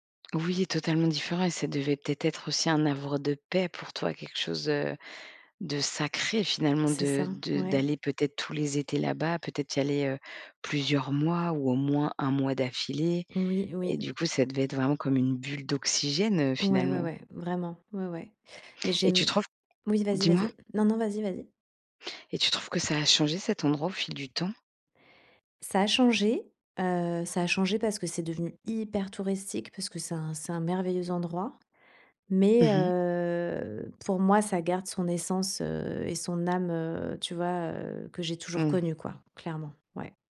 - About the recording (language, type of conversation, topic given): French, podcast, Peux-tu me parler d’un endroit lié à ton histoire familiale ?
- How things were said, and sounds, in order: other background noise